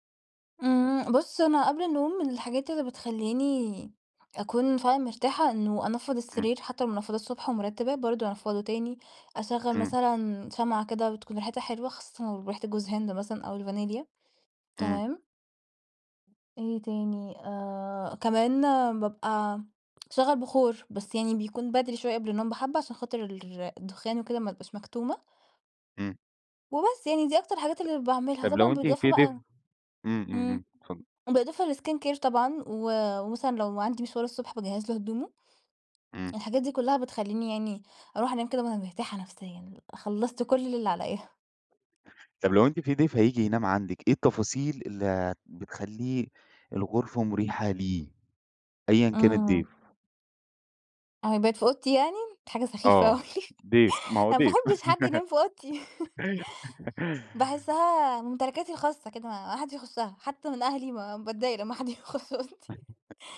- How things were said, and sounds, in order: tapping; in English: "للskin care"; laughing while speaking: "أوي"; laugh; laugh; laughing while speaking: "لما حد يخش أوضتي"; chuckle
- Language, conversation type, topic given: Arabic, podcast, إيه الحاجات اللي بتخلّي أوضة النوم مريحة؟